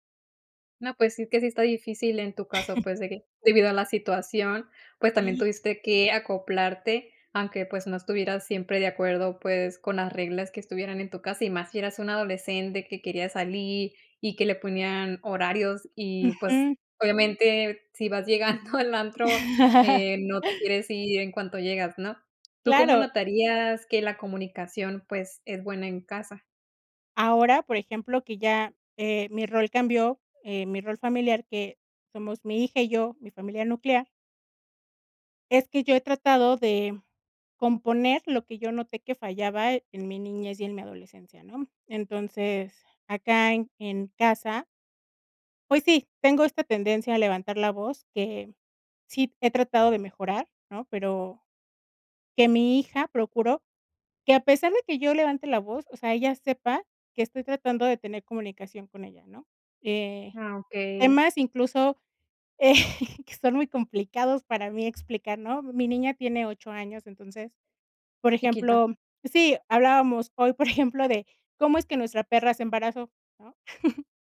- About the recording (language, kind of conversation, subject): Spanish, podcast, ¿Cómo describirías una buena comunicación familiar?
- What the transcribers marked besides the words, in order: chuckle; laughing while speaking: "llegando"; chuckle; laughing while speaking: "eh"; laughing while speaking: "por ejemplo"; tapping; chuckle